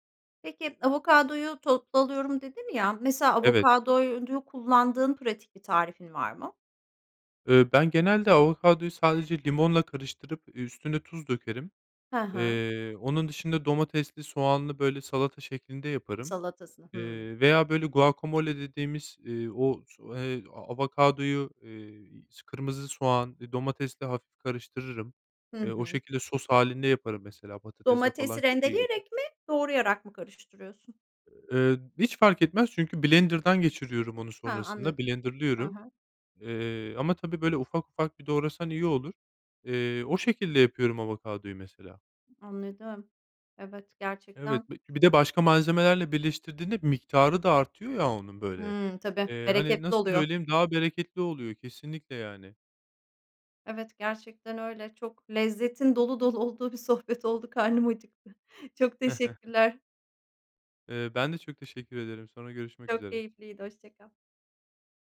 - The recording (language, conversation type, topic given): Turkish, podcast, Uygun bütçeyle lezzetli yemekler nasıl hazırlanır?
- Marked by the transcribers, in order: "avokadoyu" said as "avokadoyuncu"; laughing while speaking: "olduğu bir sohbet oldu, karnım acıktı. Çok teşekkürler"; chuckle